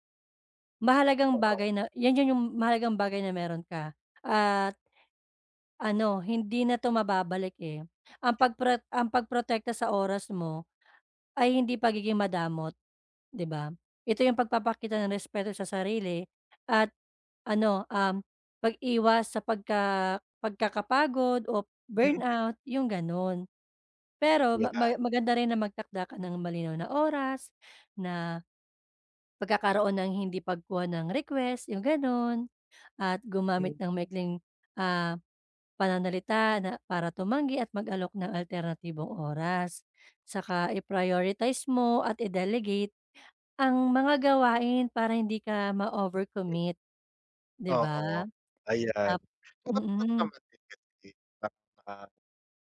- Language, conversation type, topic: Filipino, advice, Paano ko mapoprotektahan ang personal kong oras mula sa iba?
- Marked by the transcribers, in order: other background noise; tapping; unintelligible speech